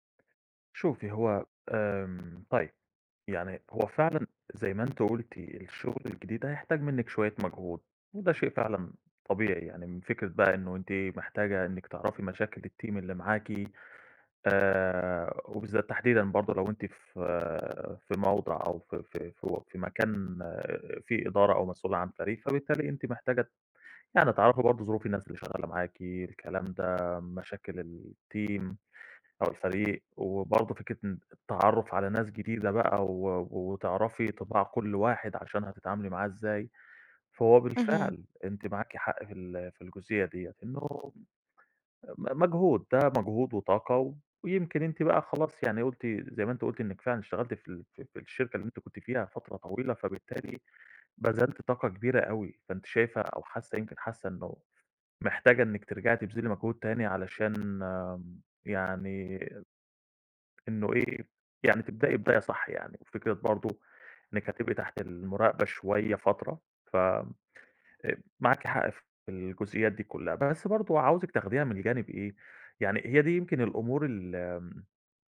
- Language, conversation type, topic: Arabic, advice, إزاي أتعامل مع قلقي من تغيير كبير في حياتي زي النقل أو بداية شغل جديد؟
- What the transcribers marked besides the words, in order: tapping; in English: "الteam"; in English: "الteam"